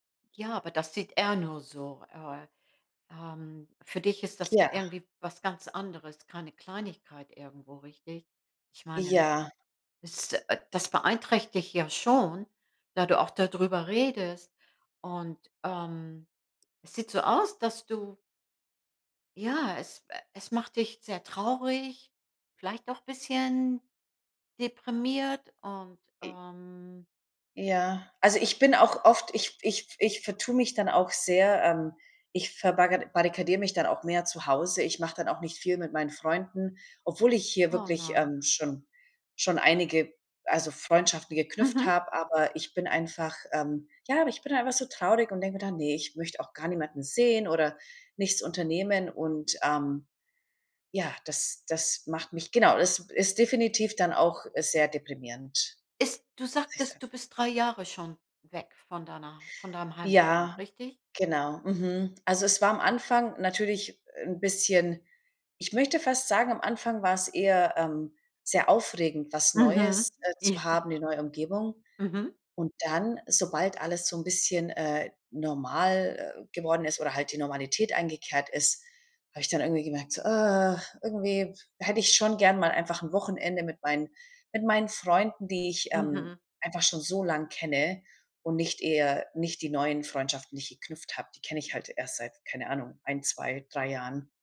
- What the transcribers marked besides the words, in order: laughing while speaking: "ja"
- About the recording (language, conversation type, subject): German, advice, Wie gehst du nach dem Umzug mit Heimweh und Traurigkeit um?